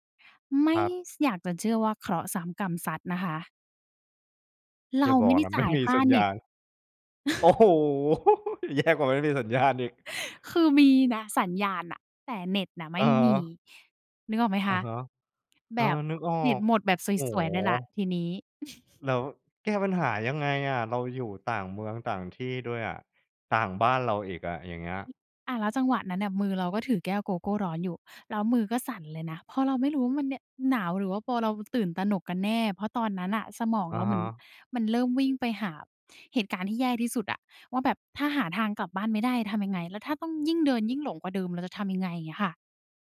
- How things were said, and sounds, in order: laughing while speaking: "ไม่มี"; chuckle; laugh; laughing while speaking: "แย่กว่าไม่มีสัญญาณอีก"; chuckle; other background noise
- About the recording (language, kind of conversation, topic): Thai, podcast, ครั้งที่คุณหลงทาง คุณได้เรียนรู้อะไรที่สำคัญที่สุด?